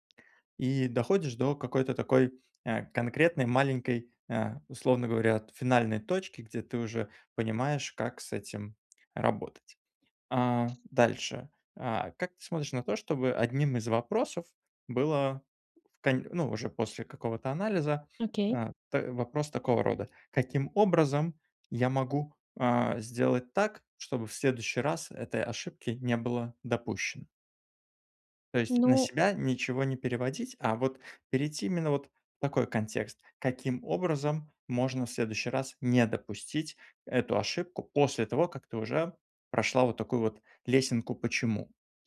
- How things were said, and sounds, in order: other background noise; tapping
- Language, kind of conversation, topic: Russian, advice, Как научиться принимать ошибки как часть прогресса и продолжать двигаться вперёд?